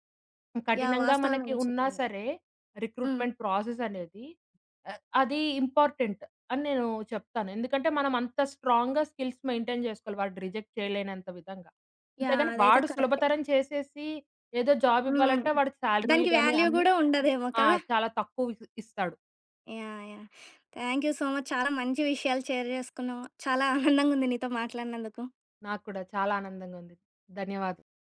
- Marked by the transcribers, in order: in English: "రిక్రూట్‌మెంట్"; other background noise; in English: "స్ట్రాంగ్‌గా స్కిల్స్ మెయింటైన్"; in English: "రిజెక్ట్"; in English: "వాల్యూ"; in English: "థ్యాంక్ యూ సో మచ్"; in English: "షేర్"
- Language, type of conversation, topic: Telugu, podcast, రిక్రూటర్లు ఉద్యోగాల కోసం అభ్యర్థుల సామాజిక మాధ్యమ ప్రొఫైల్‌లను పరిశీలిస్తారనే భావనపై మీ అభిప్రాయం ఏమిటి?